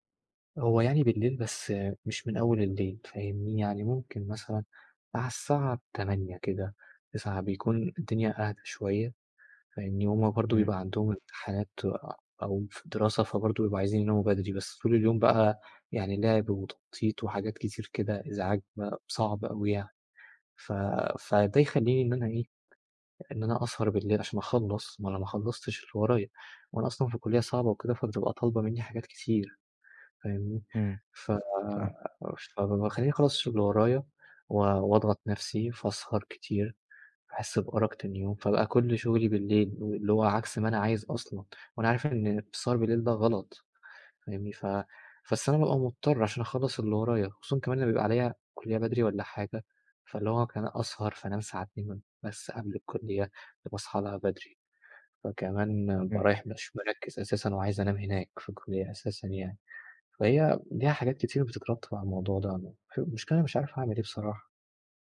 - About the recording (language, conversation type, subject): Arabic, advice, إزاي دوشة البيت والمقاطعات بتعطّلك عن التركيز وتخليك مش قادر تدخل في حالة تركيز تام؟
- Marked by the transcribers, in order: tapping